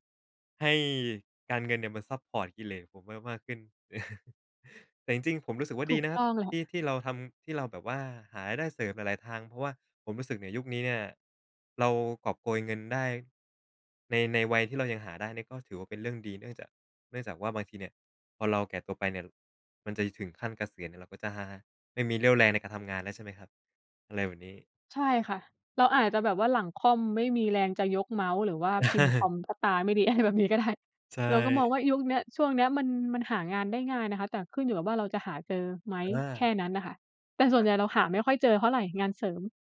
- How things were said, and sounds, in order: chuckle; chuckle; laughing while speaking: "อะไรแบบนี้ก็ได้"; other background noise
- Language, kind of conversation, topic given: Thai, unstructured, การวางแผนการเงินช่วยให้คุณรู้สึกมั่นใจมากขึ้นไหม?